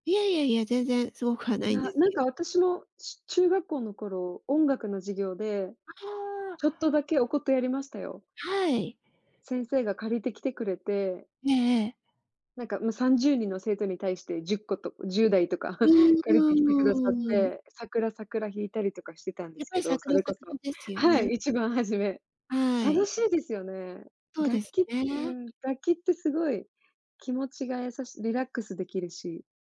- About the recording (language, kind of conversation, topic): Japanese, unstructured, 好きな趣味は何ですか？
- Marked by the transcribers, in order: drawn out: "うーん"; chuckle